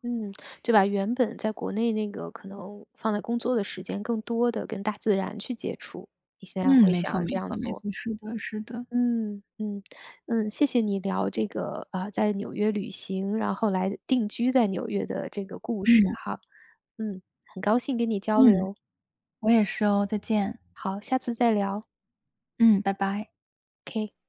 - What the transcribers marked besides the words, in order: lip smack
- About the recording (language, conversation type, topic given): Chinese, podcast, 有哪次旅行让你重新看待人生？